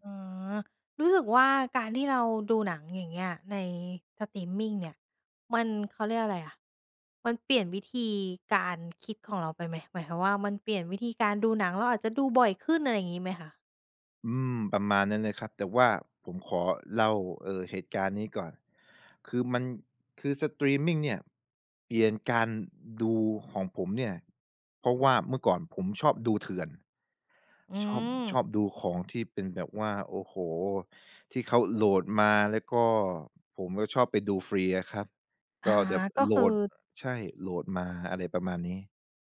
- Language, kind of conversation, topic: Thai, podcast, สตรีมมิ่งเปลี่ยนวิธีการเล่าเรื่องและประสบการณ์การดูภาพยนตร์อย่างไร?
- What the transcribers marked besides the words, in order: "แบบ" said as "แดบ"